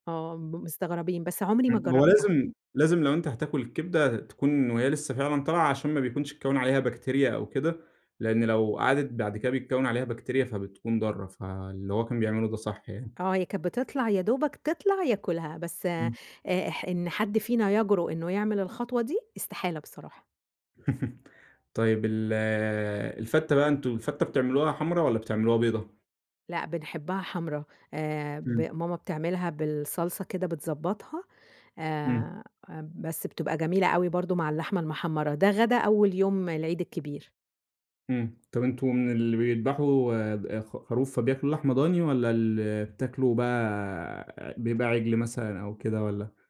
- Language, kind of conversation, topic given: Arabic, podcast, إيه أكتر ذكرى ليك مرتبطة بأكلة بتحبها؟
- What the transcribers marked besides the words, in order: chuckle